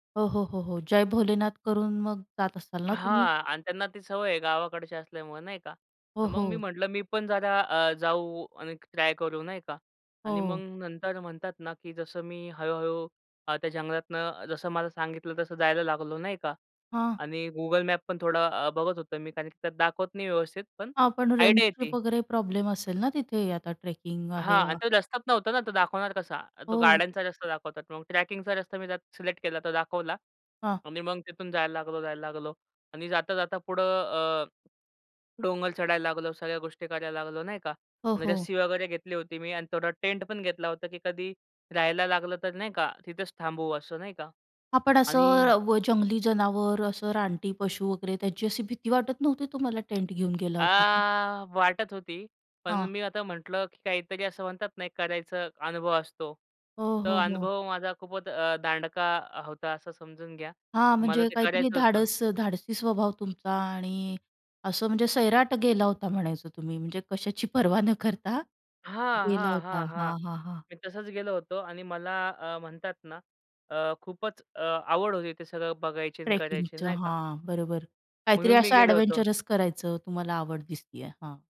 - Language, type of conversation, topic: Marathi, podcast, निसर्गात एकट्याने ट्रेक केल्याचा तुमचा अनुभव कसा होता?
- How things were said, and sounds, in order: other background noise; other noise; in English: "आयडिया"; tapping; laughing while speaking: "पर्वा न करता"